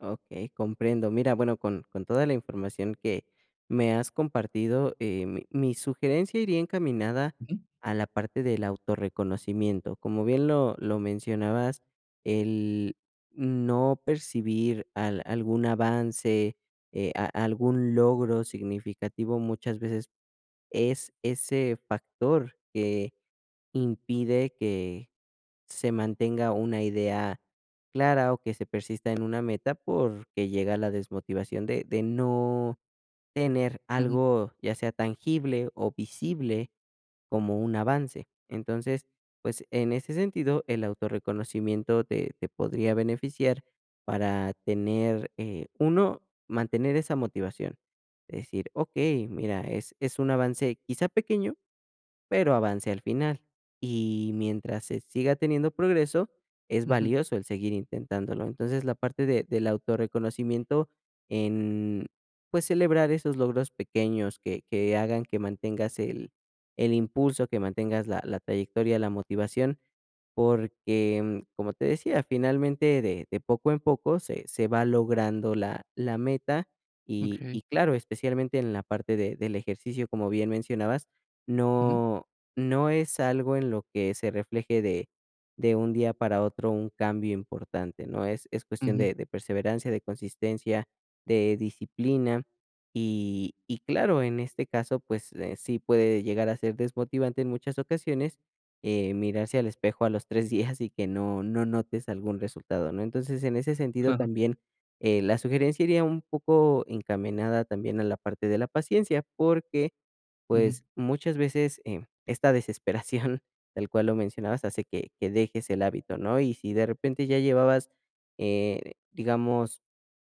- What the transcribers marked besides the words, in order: laughing while speaking: "desesperación"
- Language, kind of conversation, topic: Spanish, advice, ¿Cómo puedo mantener la motivación a largo plazo cuando me canso?